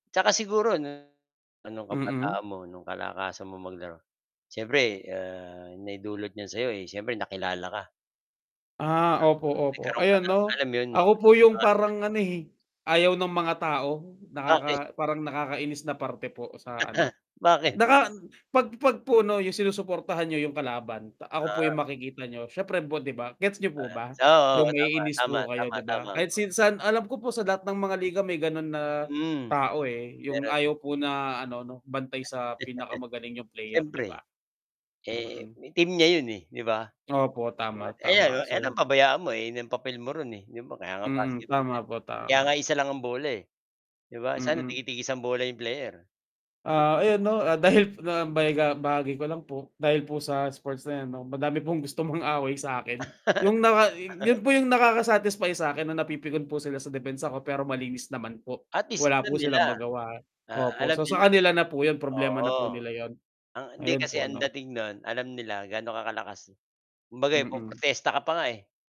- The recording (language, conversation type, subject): Filipino, unstructured, Ano ang mga paborito mong larong pampalakasan para pampalipas-oras?
- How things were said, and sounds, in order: distorted speech; mechanical hum; static; chuckle; tapping; chuckle; laugh